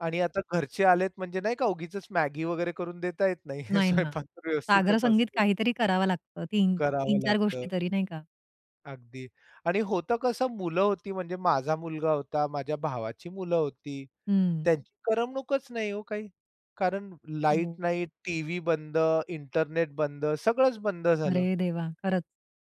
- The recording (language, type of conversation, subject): Marathi, podcast, हंगाम बदलला की तुम्ही घराची तयारी कशी करता आणि तुमच्याकडे त्यासाठी काही पारंपरिक सवयी आहेत का?
- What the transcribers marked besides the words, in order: laughing while speaking: "हे स्वयंपाक तर व्यवस्थितच असतो"; unintelligible speech